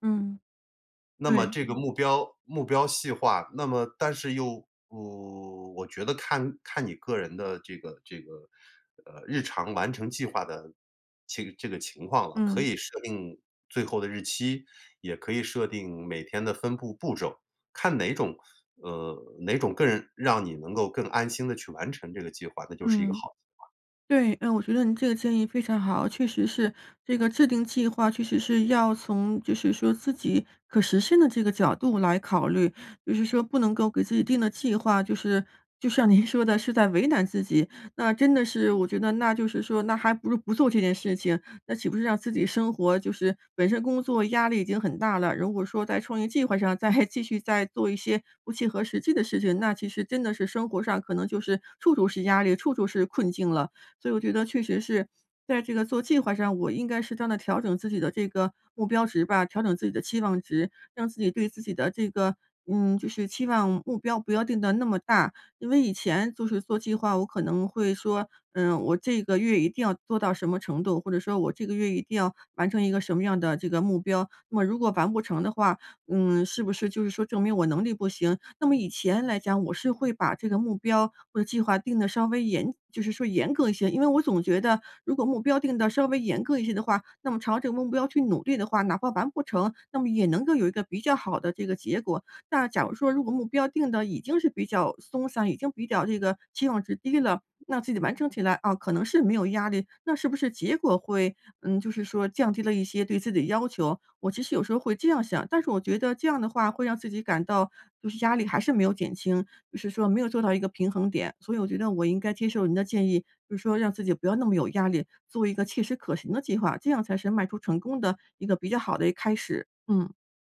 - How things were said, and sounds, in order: laughing while speaking: "您说的"; other noise; laughing while speaking: "再"; other background noise
- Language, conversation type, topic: Chinese, advice, 平衡创业与个人生活